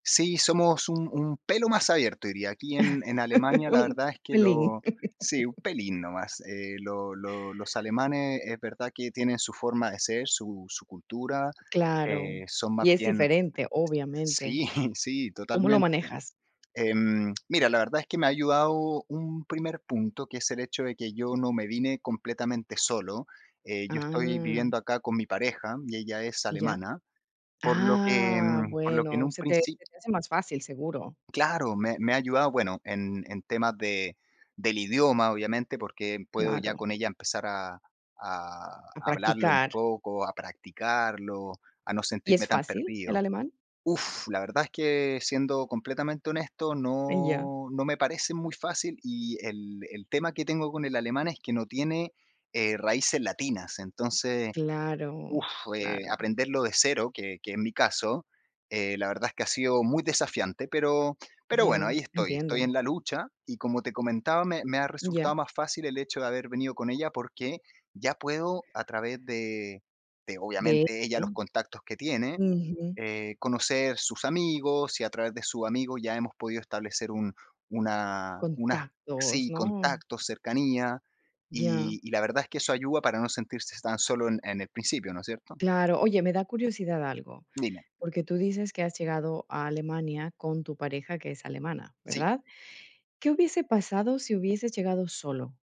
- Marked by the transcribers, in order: laughing while speaking: "Un pelín"; other background noise; chuckle; unintelligible speech
- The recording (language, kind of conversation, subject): Spanish, podcast, ¿Cómo sueles conocer gente nueva en tu trabajo o en tu barrio?